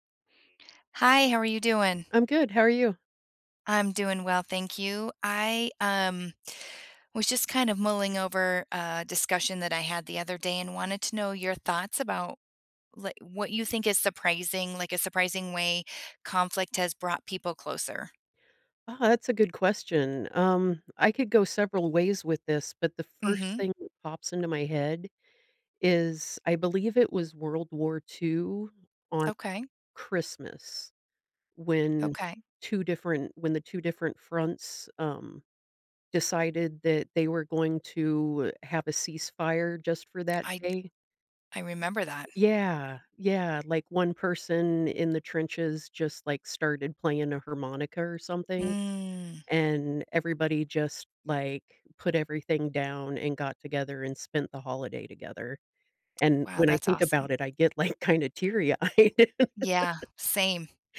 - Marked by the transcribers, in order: other background noise; drawn out: "Mm"; laughing while speaking: "like"; laughing while speaking: "teary-eyed"; laugh
- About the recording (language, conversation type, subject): English, unstructured, How has conflict unexpectedly brought people closer?